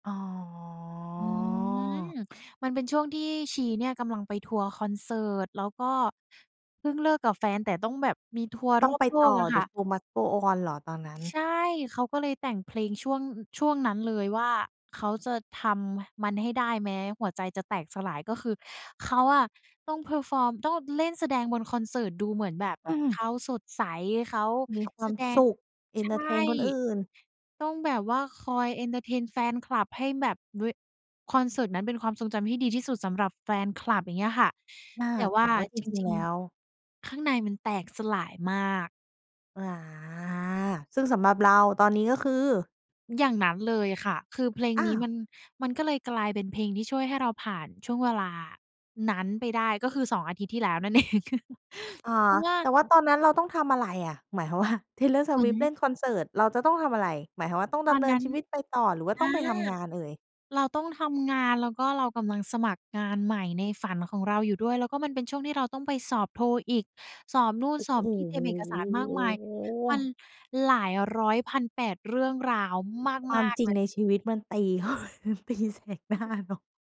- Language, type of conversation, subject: Thai, podcast, มีเพลงไหนที่ช่วยให้ผ่านช่วงเวลาที่เศร้าหนักๆ มาได้บ้างไหม?
- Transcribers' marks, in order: drawn out: "อ๋อ"; in English: "The show must go on"; in English: "perform"; other background noise; drawn out: "อา"; laughing while speaking: "เอง"; chuckle; tapping; laughing while speaking: "ว่า"; drawn out: "โอ้โฮ !"; chuckle; laughing while speaking: "มันตีแสกหน้าเนาะ"